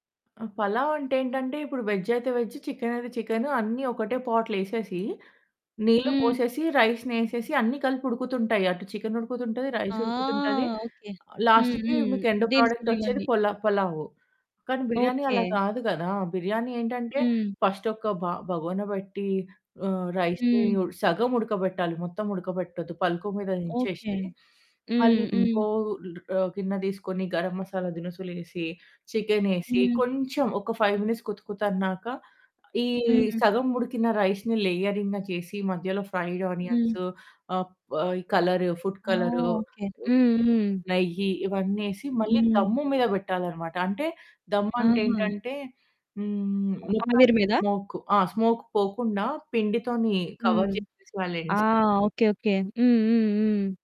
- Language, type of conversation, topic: Telugu, podcast, మీరు బాధపడినప్పుడు తింటే మీకు మెరుగ్గా అనిపించే ఆహారం ఏది?
- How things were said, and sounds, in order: in English: "వెజ్"; in English: "వెజ్. చికెన్"; in English: "చికెన్"; other background noise; in English: "రైస్‌ని"; drawn out: "ఆ!"; in English: "చికెన్"; in English: "రైస్"; in English: "లాస్ట్‌కి"; in English: "ఎండ్ ప్రొడక్ట్"; in English: "ఫస్ట్"; in English: "రైస్‌ని"; in English: "ఫైవ్ మినిట్స్"; in English: "రైస్‌ని లేయరింగ్‌గ"; in English: "ఫ్రైడ్ ఆనియన్స్"; in English: "కలర్ ఫుడ్"; distorted speech; in English: "స్మోక్"; in English: "స్మోక్"; in English: "కవర్"; in English: "ఎండ్స్"